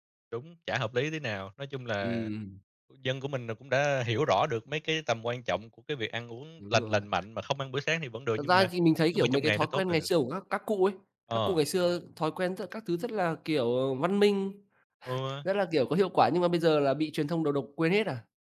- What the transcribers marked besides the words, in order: other background noise; chuckle
- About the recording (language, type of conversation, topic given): Vietnamese, unstructured, Bạn thường làm gì để bắt đầu một ngày mới vui vẻ?